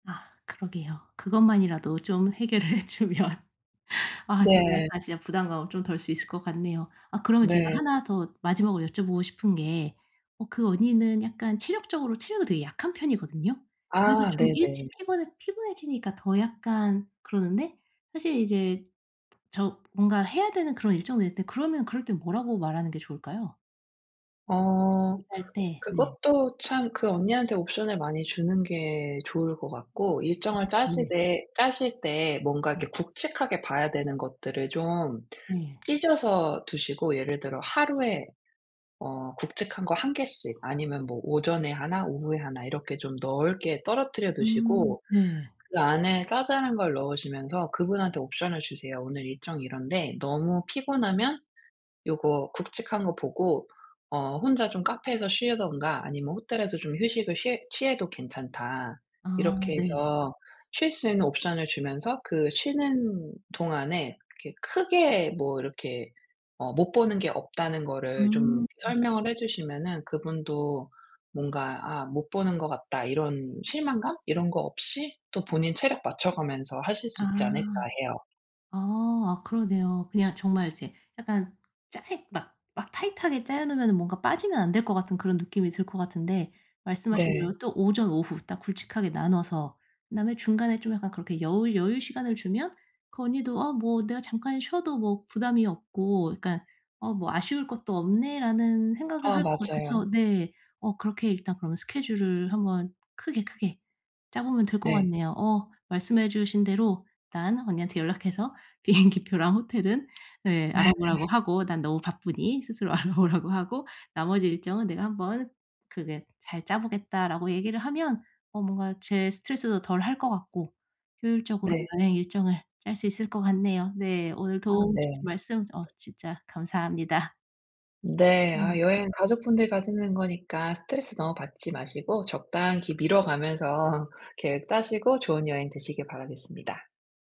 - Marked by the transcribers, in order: laughing while speaking: "해결을 해 주면"; unintelligible speech; tapping; "쉬든가" said as "쉬어던가"; other background noise; laughing while speaking: "비행기"; laugh; laughing while speaking: "알아보라.고"; laughing while speaking: "가면서"
- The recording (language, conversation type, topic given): Korean, advice, 여행 일정이 변경됐을 때 스트레스를 어떻게 줄일 수 있나요?